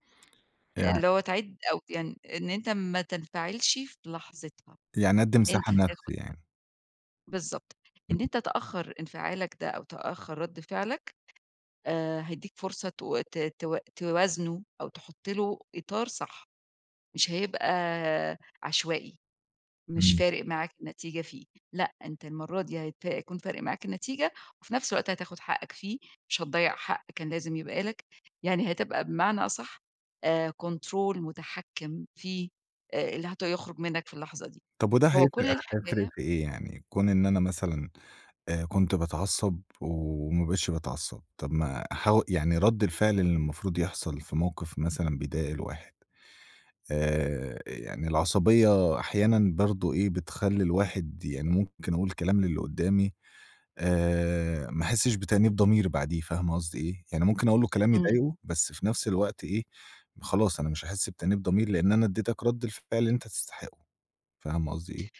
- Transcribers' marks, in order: unintelligible speech; in English: "كنترول"
- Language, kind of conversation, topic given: Arabic, advice, إزاي أقدر أغيّر عادة انفعالية مدمّرة وأنا حاسس إني مش لاقي أدوات أتحكّم بيها؟